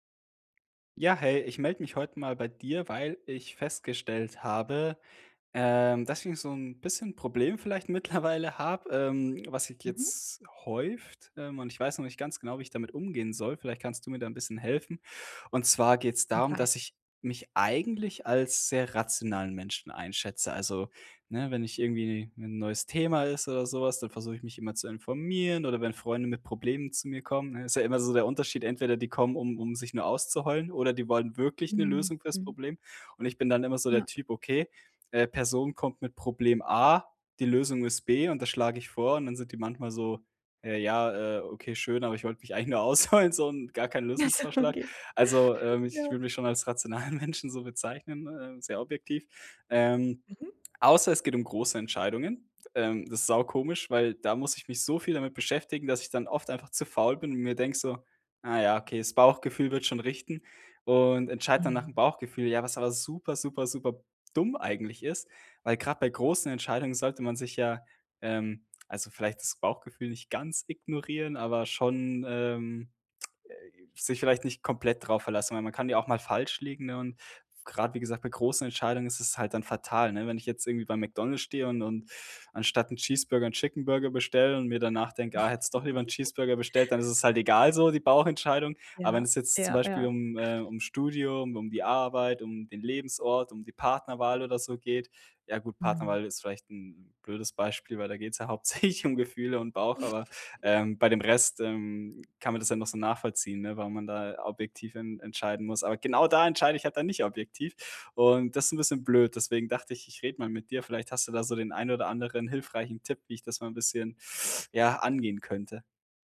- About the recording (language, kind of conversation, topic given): German, advice, Wie entscheide ich bei wichtigen Entscheidungen zwischen Bauchgefühl und Fakten?
- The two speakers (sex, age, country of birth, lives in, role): female, 30-34, Ukraine, Germany, advisor; male, 25-29, Germany, Germany, user
- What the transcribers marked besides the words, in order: laughing while speaking: "mittlerweile"; laughing while speaking: "ausheulen"; laughing while speaking: "Ach so, okay"; laughing while speaking: "rationalen Menschen"; chuckle; laughing while speaking: "hauptsächlich"; chuckle; teeth sucking